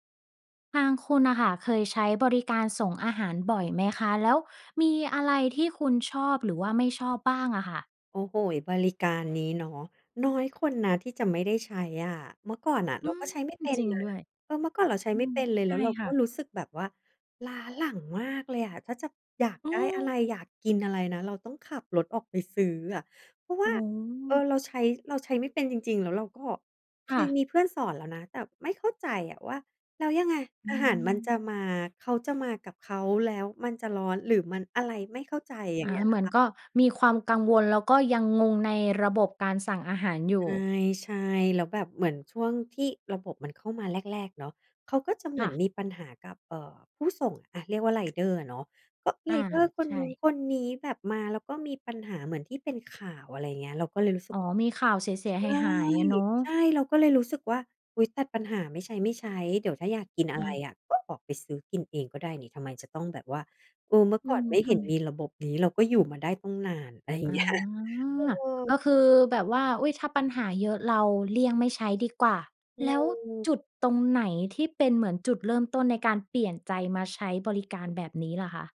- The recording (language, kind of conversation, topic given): Thai, podcast, คุณใช้บริการส่งอาหารบ่อยแค่ไหน และมีอะไรที่ชอบหรือไม่ชอบเกี่ยวกับบริการนี้บ้าง?
- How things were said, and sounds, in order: other background noise; laughing while speaking: "อย่างเงี้ย"